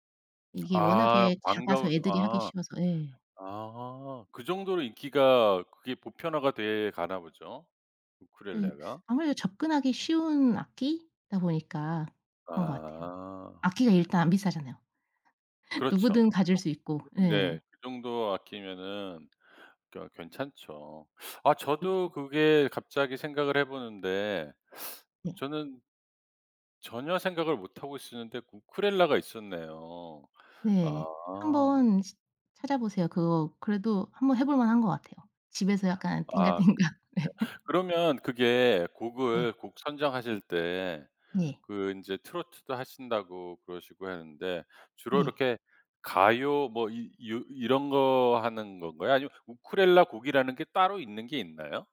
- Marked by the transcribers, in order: other background noise; tapping; laughing while speaking: "띵가띵가. 네"
- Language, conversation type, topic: Korean, podcast, 요즘 집에서 즐기는 작은 취미가 있나요?